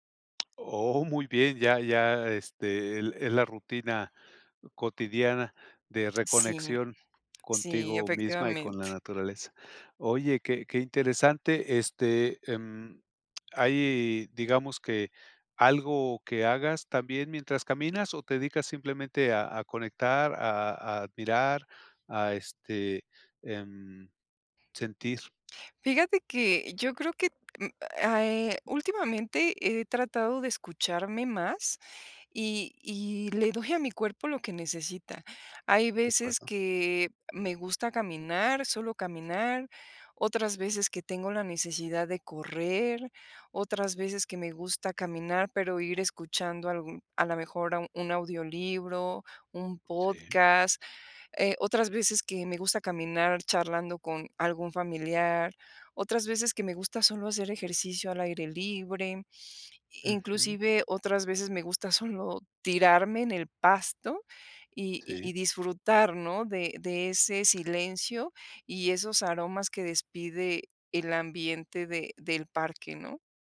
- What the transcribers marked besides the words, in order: other background noise; other noise
- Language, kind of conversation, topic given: Spanish, podcast, ¿Qué pequeño placer cotidiano te alegra el día?